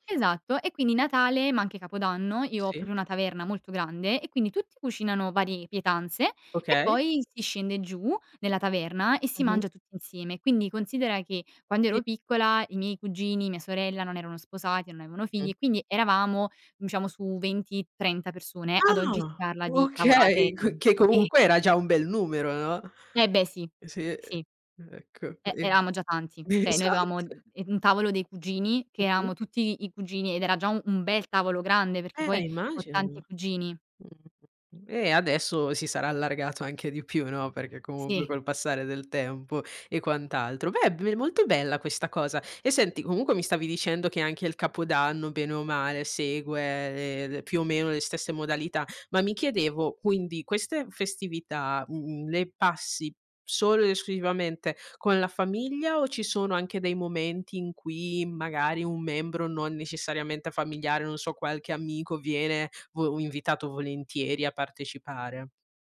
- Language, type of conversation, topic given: Italian, podcast, Qual è una tradizione di famiglia a cui sei particolarmente affezionato?
- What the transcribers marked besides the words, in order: other background noise; "proprio" said as "propio"; tapping; unintelligible speech; "avevano" said as "aveano"; "diciamo" said as "iciamo"; surprised: "Ah!"; laughing while speaking: "Okay! co"; laughing while speaking: "sì!"; "eravamo" said as "eraamo"; "Cioè" said as "ceh"; "avevamo" said as "aveamo"; chuckle; laughing while speaking: "esatto"; "eravamo" said as "eamo"; "esclusivamente" said as "escuivamente"